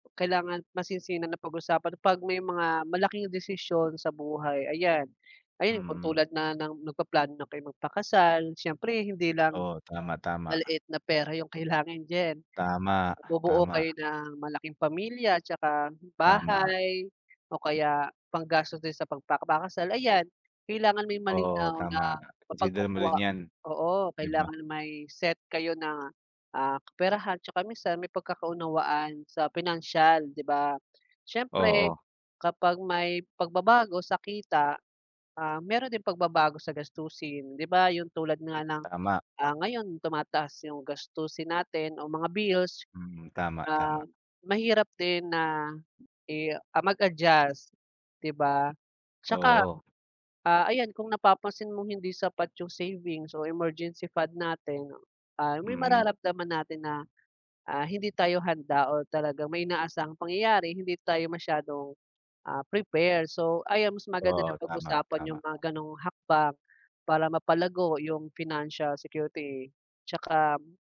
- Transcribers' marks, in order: tapping
- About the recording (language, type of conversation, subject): Filipino, unstructured, Paano mo nililinaw ang usapan tungkol sa pera sa isang relasyon?